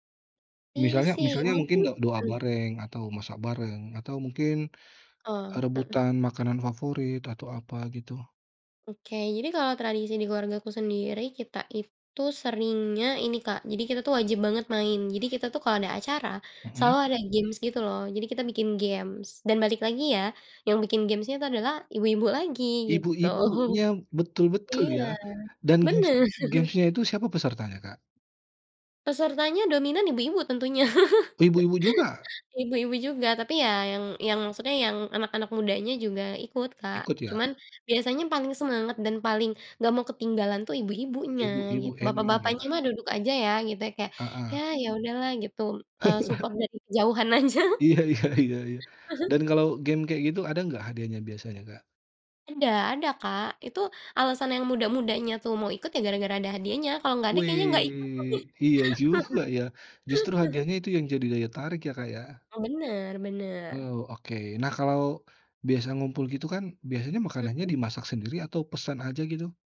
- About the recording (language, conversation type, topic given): Indonesian, podcast, Bagaimana kebiasaan keluargamu saat berkumpul dan makan besar?
- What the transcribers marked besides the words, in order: chuckle; laugh; laugh; in English: "support"; laughing while speaking: "aja"; laughing while speaking: "iya"; chuckle; laughing while speaking: "deh"; laugh